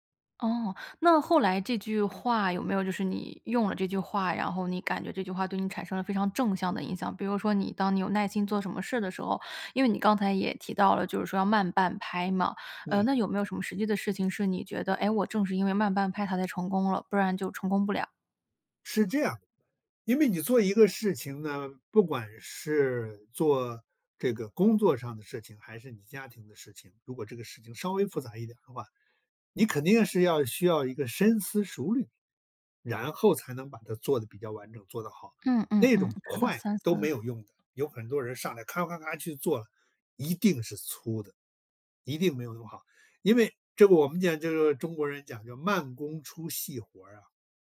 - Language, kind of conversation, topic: Chinese, podcast, 有没有哪个陌生人说过的一句话，让你记了一辈子？
- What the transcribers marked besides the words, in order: other background noise; tapping